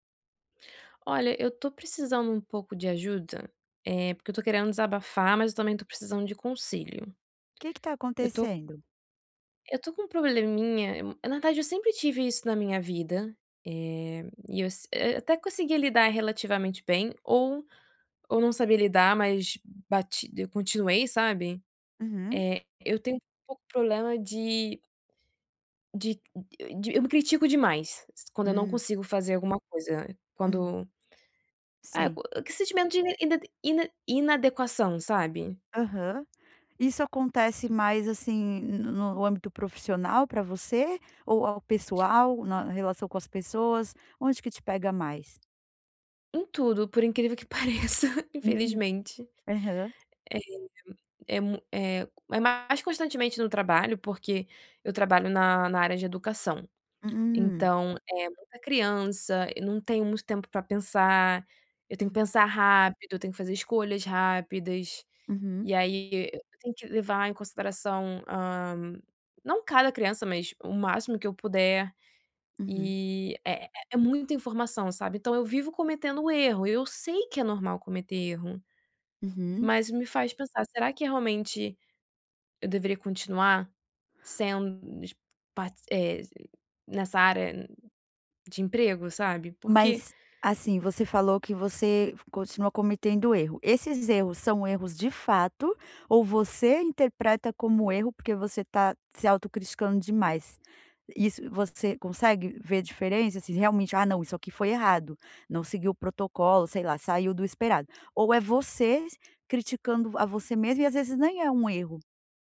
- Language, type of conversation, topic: Portuguese, advice, Como posso parar de me criticar tanto quando me sinto rejeitado ou inadequado?
- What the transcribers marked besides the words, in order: tapping; other background noise; laughing while speaking: "que pareça"